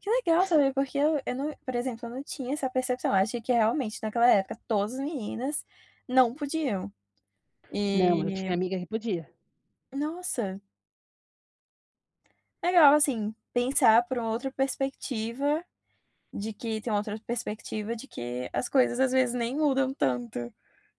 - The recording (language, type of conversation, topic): Portuguese, podcast, Que faixa marcou seu primeiro amor?
- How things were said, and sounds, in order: tapping